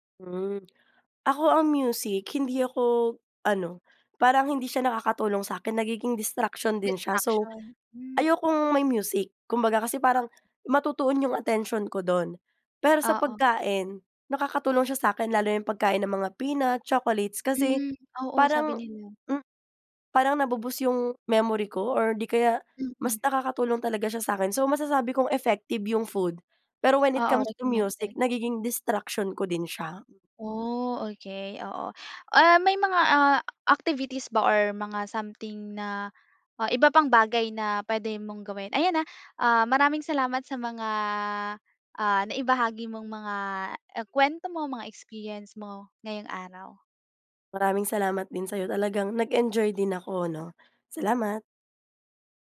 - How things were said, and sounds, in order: in English: "na-bo-boost yung memory"; in English: "when it comes to music"; in English: "recommended"; in English: "distraction"; in English: "activities ba or mga something"
- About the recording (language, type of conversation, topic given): Filipino, podcast, Paano mo nilalabanan ang katamaran sa pag-aaral?